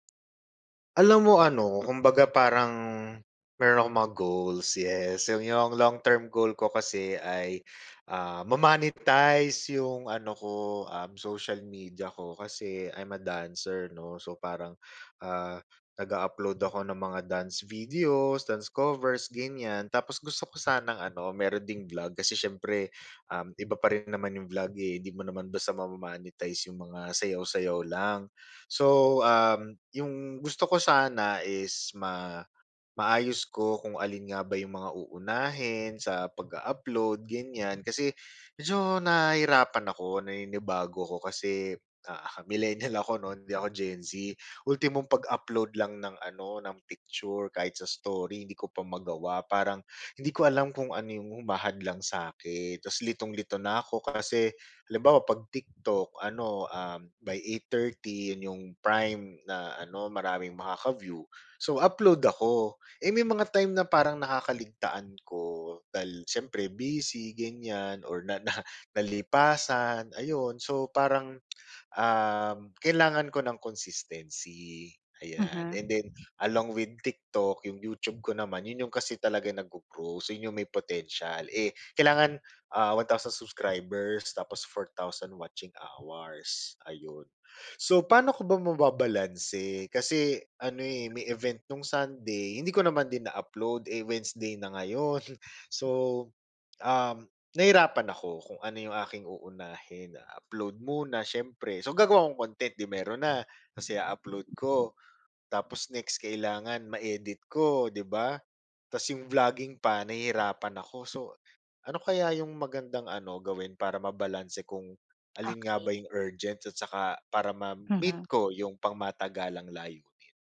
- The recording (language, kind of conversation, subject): Filipino, advice, Paano ko mababalanse ang mga agarang gawain at mga pangmatagalang layunin?
- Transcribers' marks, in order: laughing while speaking: "ngayon"